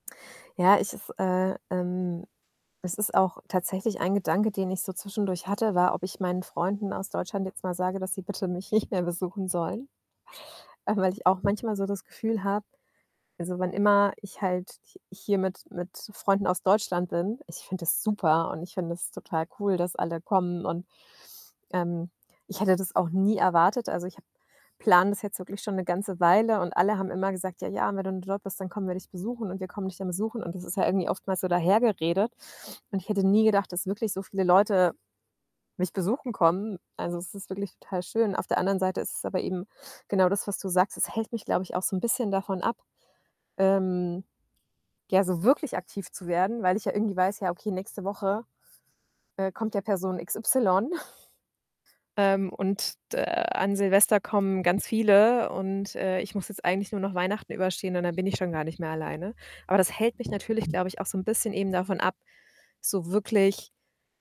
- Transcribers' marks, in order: other background noise; static; snort; unintelligible speech
- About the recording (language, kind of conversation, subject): German, advice, Wie kann ich lernen, allein zu sein, ohne mich einsam zu fühlen?